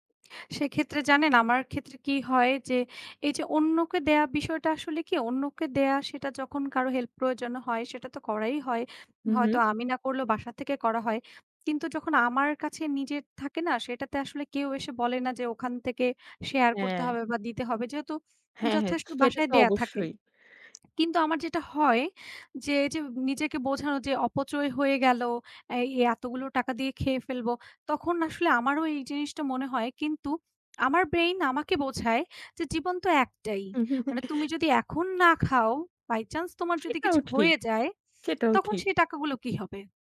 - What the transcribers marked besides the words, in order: lip smack; in English: "brain"; chuckle; in English: "by chance"; laughing while speaking: "সেটাও ঠিক, সেটাও ঠিক"
- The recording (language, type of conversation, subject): Bengali, unstructured, আপনি আপনার পকেট খরচ কীভাবে সামলান?